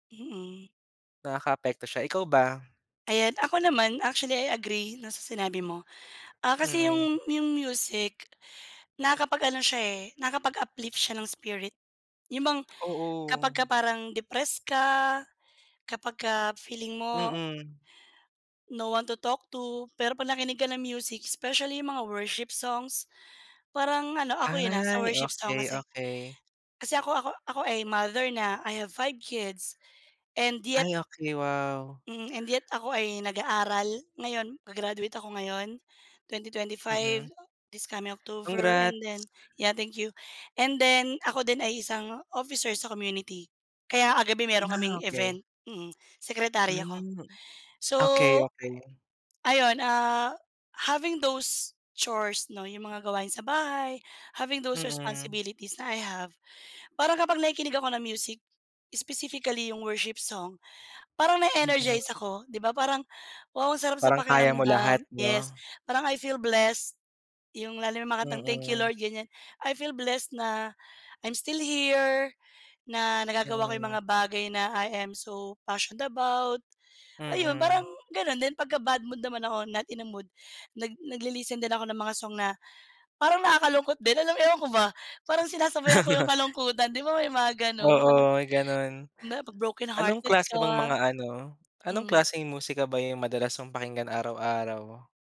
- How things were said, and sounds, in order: in English: "no one to talk to"; in English: "worship songs"; other background noise; "October" said as "octover"; in English: "having those chores"; in English: "having those responsibilities"; in English: "I feel blessed"; in English: "I'm still here"; in English: "I am so passioned about"; in English: "not in a mood"; joyful: "ewan ko ba, parang sinasabayan … may mga gano'n"; chuckle; dog barking; unintelligible speech
- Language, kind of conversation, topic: Filipino, unstructured, Paano nakaaapekto sa iyo ang musika sa araw-araw?